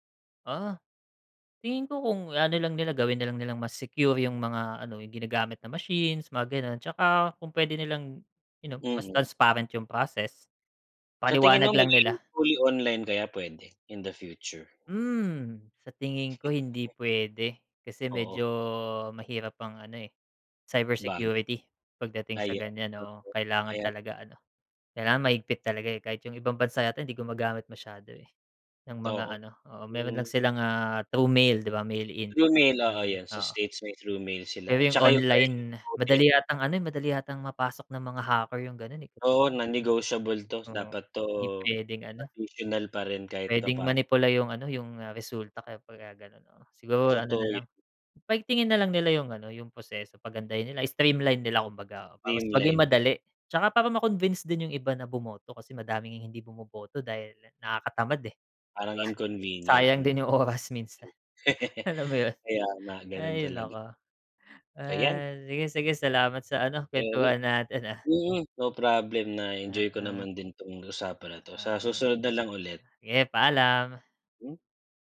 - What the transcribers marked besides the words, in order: other background noise; laugh; unintelligible speech; laugh; laughing while speaking: "Alam mo yun?"; unintelligible speech
- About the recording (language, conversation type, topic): Filipino, unstructured, Ano ang palagay mo sa sistema ng halalan sa bansa?